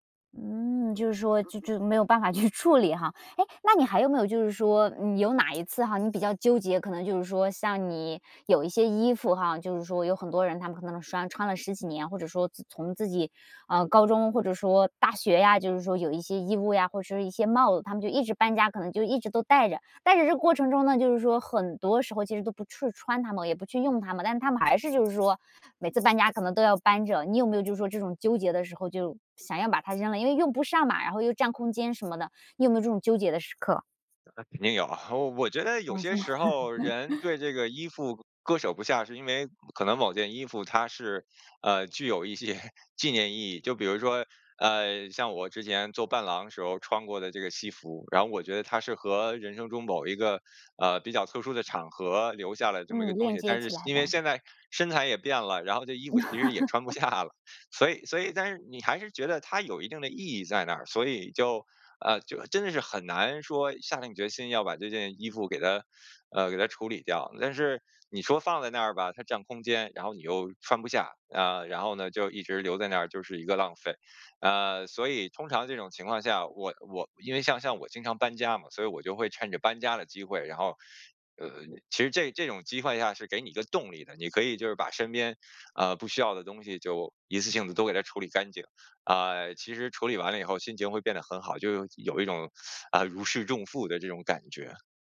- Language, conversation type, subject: Chinese, podcast, 你有哪些断舍离的经验可以分享？
- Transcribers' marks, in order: laughing while speaking: "去处理哈"; other background noise; "穿" said as "拴"; laugh; laughing while speaking: "具有一些"; laughing while speaking: "其实也穿不下了"; laugh